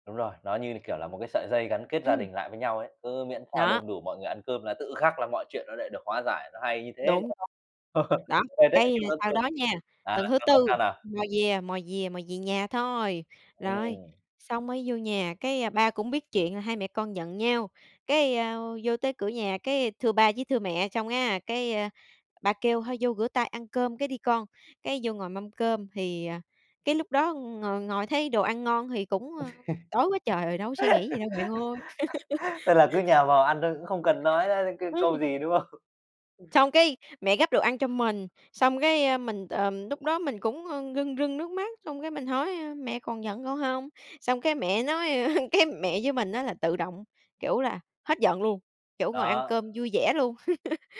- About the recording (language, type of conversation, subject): Vietnamese, podcast, Bạn nghĩ bữa cơm gia đình quan trọng như thế nào đối với mọi người?
- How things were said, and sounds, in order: other background noise; tapping; chuckle; laugh; laugh; laughing while speaking: "không?"; laughing while speaking: "a"; other noise; laugh